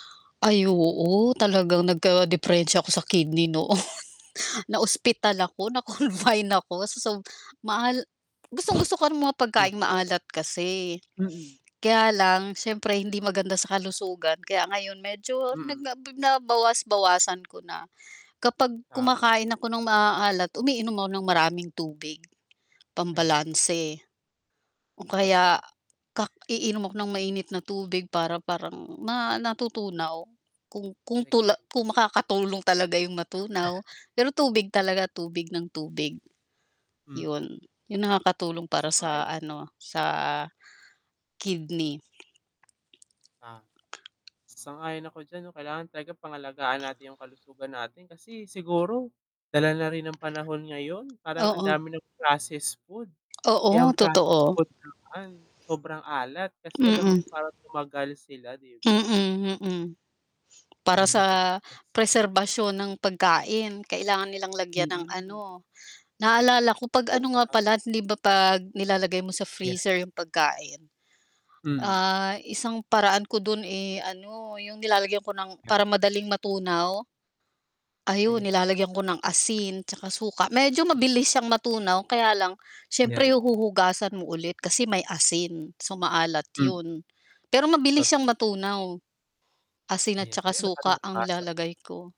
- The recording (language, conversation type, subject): Filipino, unstructured, Ano ang pakiramdam mo kapag kumakain ka ng mga pagkaing sobrang maalat?
- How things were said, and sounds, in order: static; distorted speech; laughing while speaking: "noon"; laughing while speaking: "na-confine"; other background noise; tapping; chuckle; mechanical hum